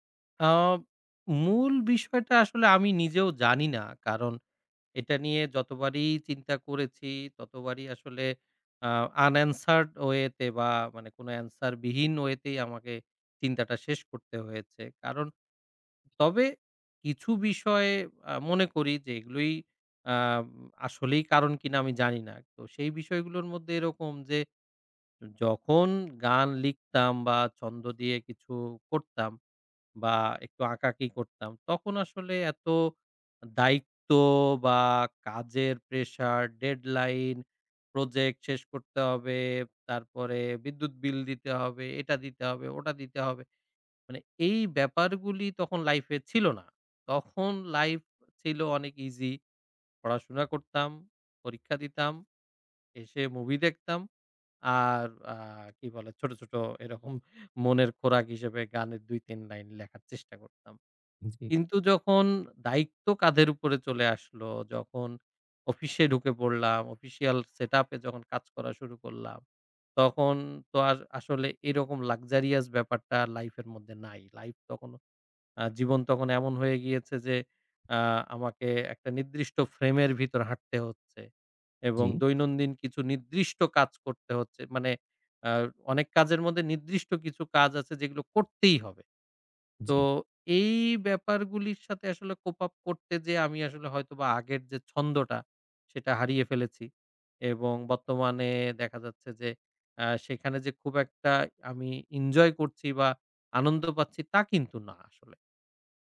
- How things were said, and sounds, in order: in English: "unanswered"; tapping; in English: "luxurious"; in English: "cope up"
- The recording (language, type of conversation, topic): Bengali, advice, জীবনের বাধ্যবাধকতা ও কাজের চাপের মধ্যে ব্যক্তিগত লক্ষ্যগুলোর সঙ্গে কীভাবে সামঞ্জস্য করবেন?